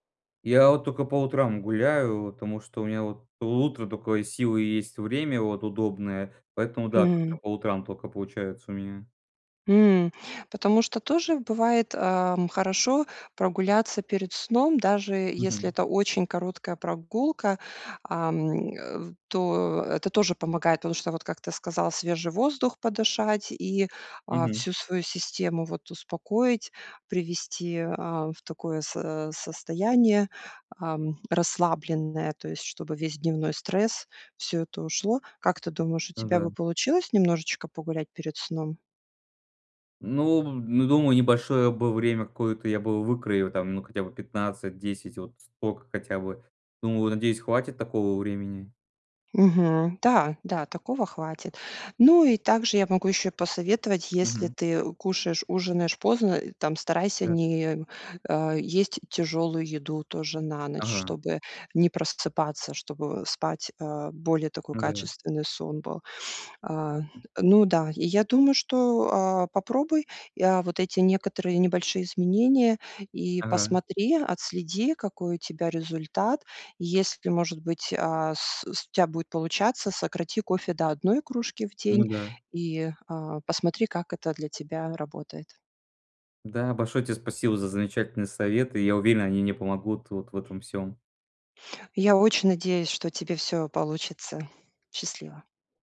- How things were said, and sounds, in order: other background noise; tapping
- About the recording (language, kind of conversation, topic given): Russian, advice, Почему я постоянно чувствую усталость по утрам, хотя высыпаюсь?